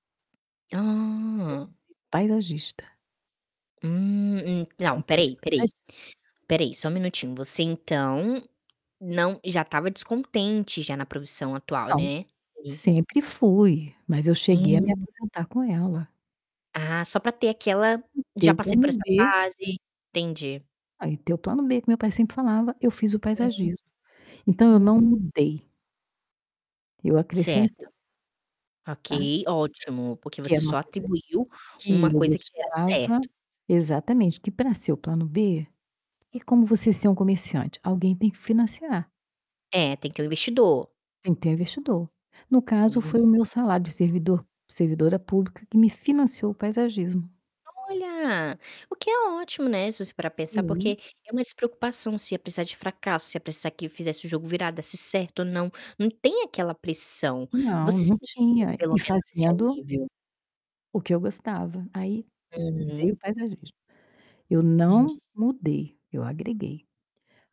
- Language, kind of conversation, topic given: Portuguese, podcast, Você já mudou de profissão? Como foi essa transição?
- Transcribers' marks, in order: static; tapping; drawn out: "Ah"; distorted speech; other background noise